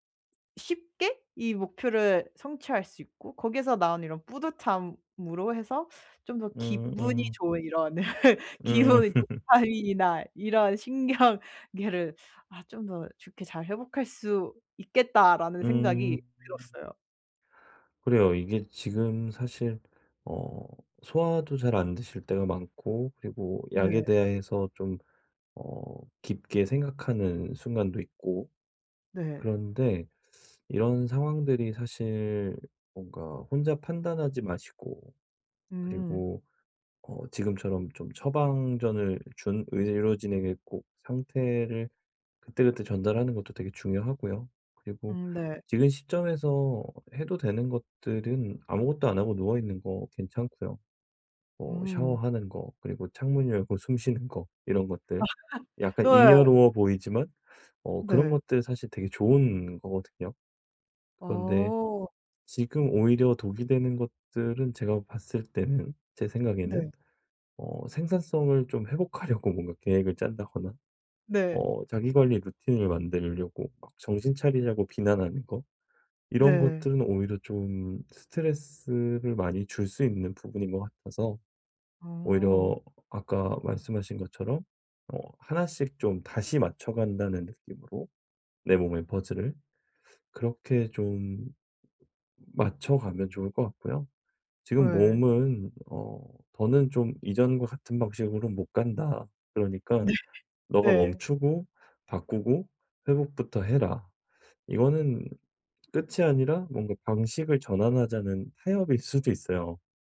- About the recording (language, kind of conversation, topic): Korean, advice, 요즘 지루함과 번아웃을 어떻게 극복하면 좋을까요?
- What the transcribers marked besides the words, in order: laugh; laughing while speaking: "기분이 도파민이나"; laugh; laughing while speaking: "신경계를"; laugh; laughing while speaking: "회복하려고"; other background noise; laughing while speaking: "네"